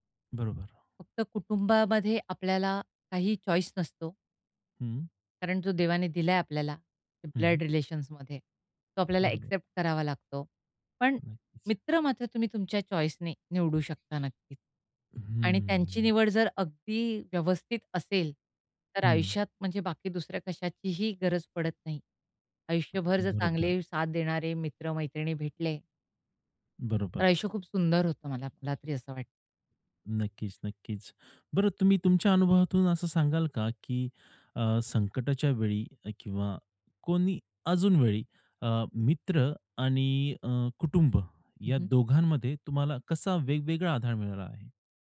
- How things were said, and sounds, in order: tapping; in English: "चॉइस"; other background noise; in English: "चॉईस"
- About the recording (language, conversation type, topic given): Marathi, podcast, कुटुंब आणि मित्र यांमधला आधार कसा वेगळा आहे?